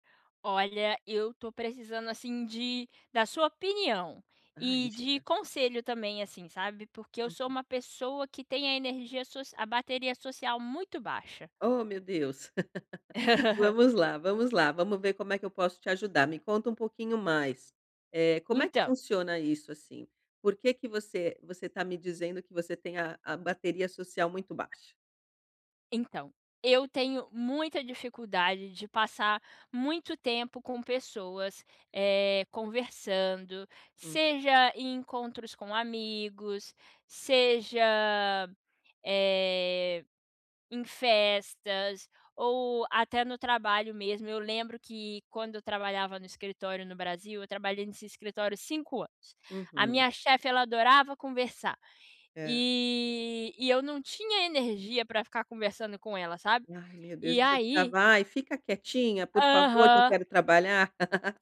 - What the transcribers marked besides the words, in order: chuckle; tapping; laugh
- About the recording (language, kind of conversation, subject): Portuguese, advice, Como posso lidar com o cansaço social e a sobrecarga em festas e encontros?
- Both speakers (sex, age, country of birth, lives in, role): female, 25-29, Brazil, United States, user; female, 50-54, Brazil, Portugal, advisor